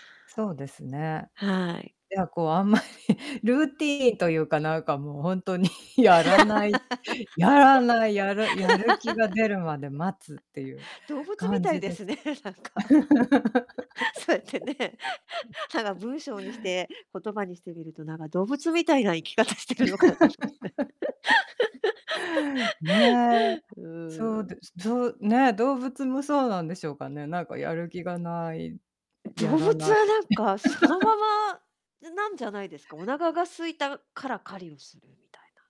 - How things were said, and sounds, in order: laughing while speaking: "あんまり"; background speech; distorted speech; laugh; laughing while speaking: "ですね、なんか。そうやってね"; laughing while speaking: "やらない"; laugh; laugh; laugh; laughing while speaking: "生き方してるのかなと思って"; laugh; laugh; static
- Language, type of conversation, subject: Japanese, podcast, やる気が出ないとき、どうやって立て直していますか？